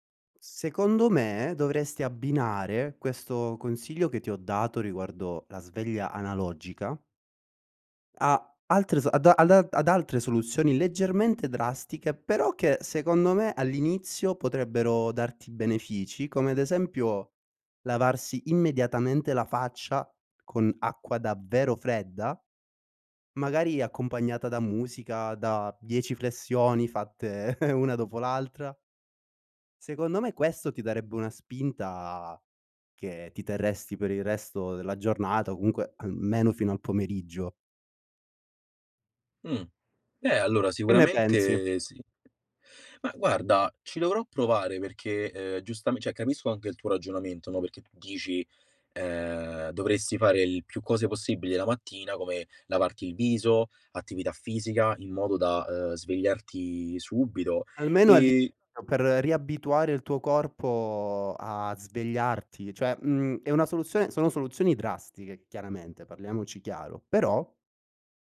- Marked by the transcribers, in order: other background noise; chuckle; tapping; "cioè" said as "ceh"; unintelligible speech
- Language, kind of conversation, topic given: Italian, advice, Come posso superare le difficoltà nel svegliarmi presto e mantenere una routine mattutina costante?